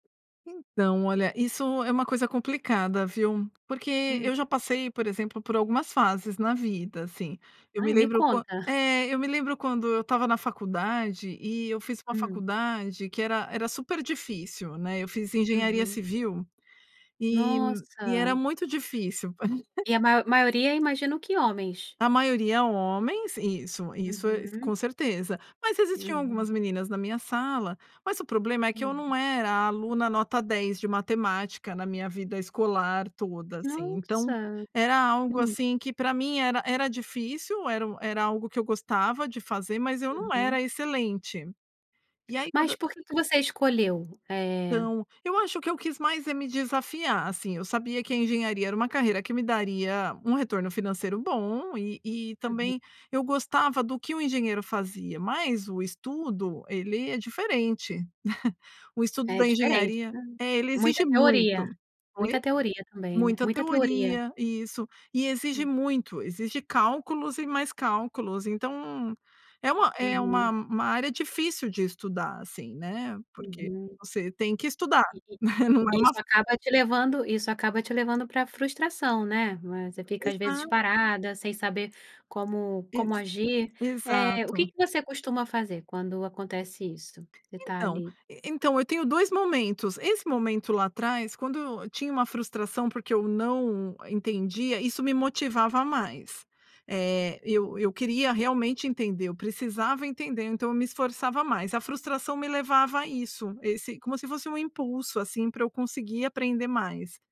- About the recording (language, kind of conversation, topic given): Portuguese, podcast, Como você lida com a frustração quando algo é difícil de aprender?
- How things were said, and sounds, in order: laugh; chuckle; chuckle; tapping